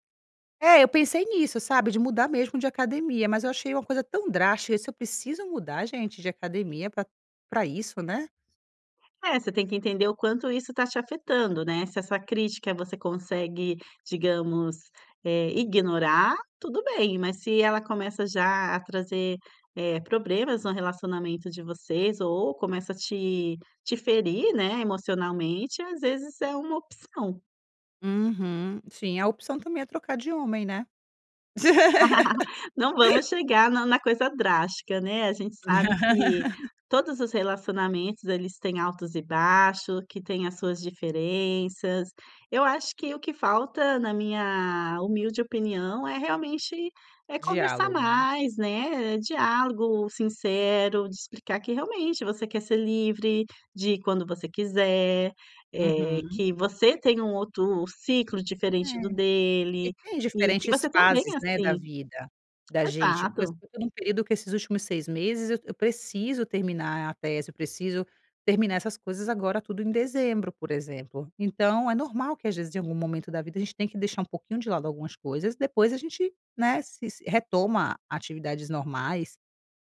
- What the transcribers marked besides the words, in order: laugh; laugh; tapping
- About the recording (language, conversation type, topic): Portuguese, advice, Como lidar com um(a) parceiro(a) que faz críticas constantes aos seus hábitos pessoais?